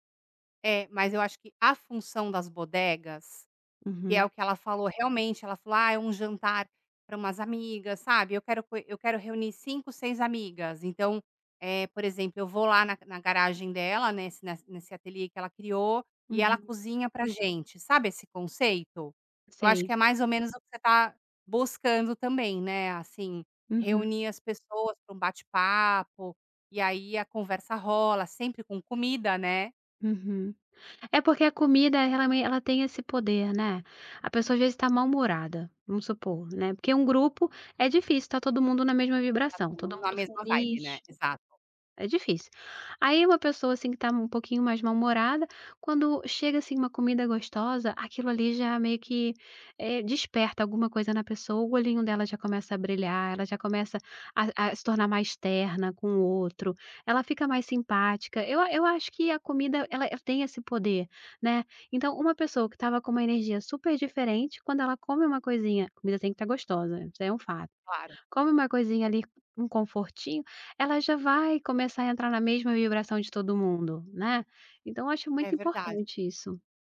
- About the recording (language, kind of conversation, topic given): Portuguese, podcast, Como a comida influencia a sensação de pertencimento?
- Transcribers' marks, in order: tapping; other background noise; in English: "vibe"